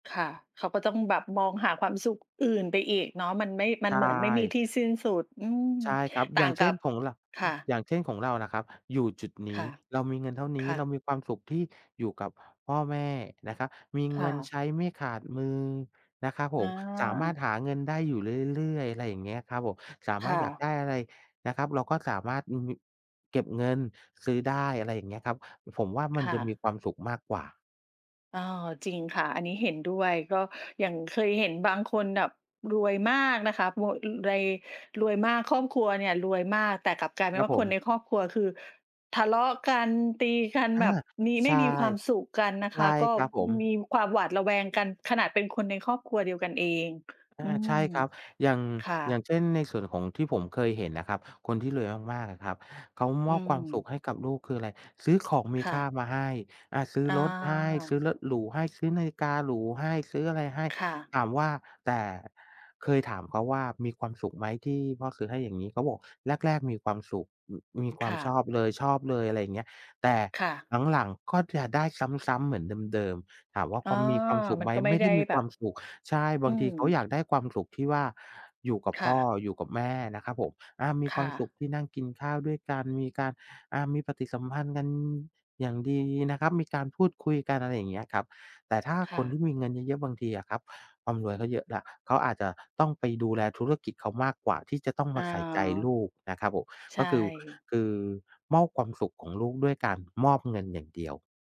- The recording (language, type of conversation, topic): Thai, unstructured, คุณคิดว่าระหว่างเงินกับความสุข อะไรสำคัญกว่ากัน?
- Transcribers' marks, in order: tapping; other background noise